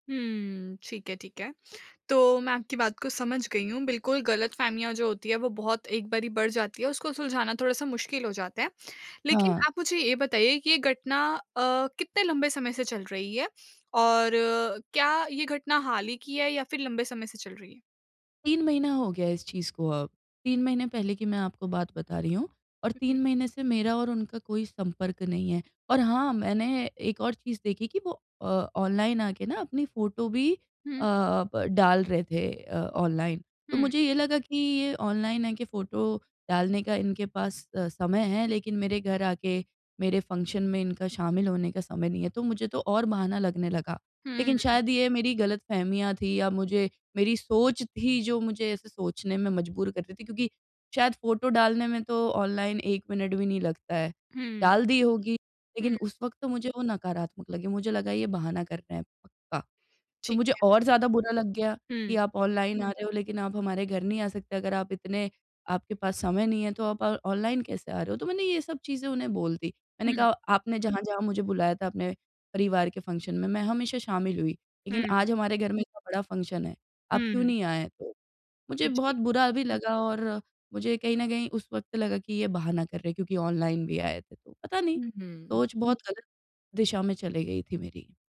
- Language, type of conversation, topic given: Hindi, advice, गलतफहमियों को दूर करना
- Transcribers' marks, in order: tapping